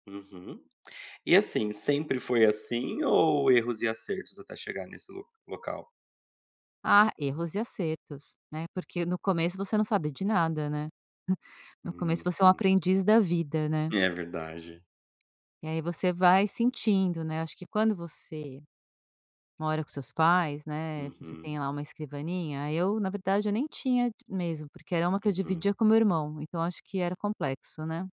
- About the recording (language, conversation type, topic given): Portuguese, podcast, Como costuma preparar o ambiente antes de começar uma atividade?
- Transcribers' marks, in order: chuckle; tapping